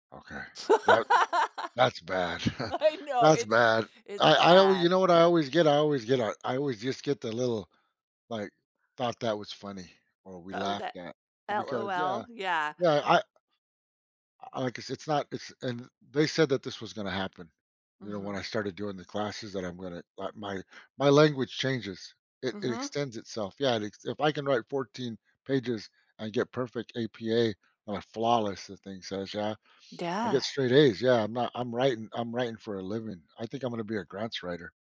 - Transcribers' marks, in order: laugh; laughing while speaking: "I know"; chuckle; tapping
- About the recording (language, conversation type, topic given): English, unstructured, How do you choose between texting and calling to communicate with others?
- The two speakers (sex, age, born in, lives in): female, 45-49, United States, United States; male, 60-64, United States, United States